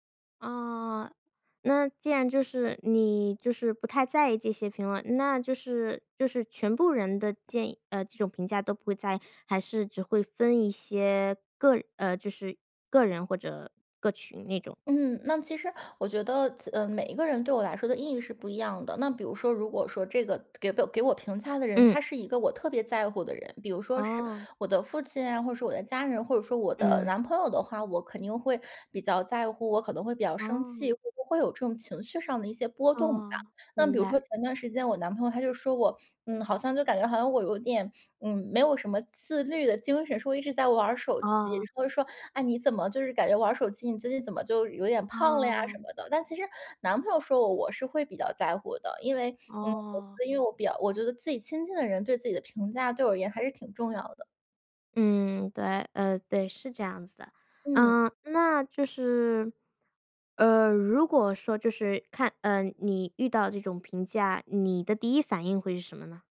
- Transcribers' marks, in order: tapping; other noise
- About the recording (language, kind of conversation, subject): Chinese, podcast, 你会如何应对别人对你变化的评价？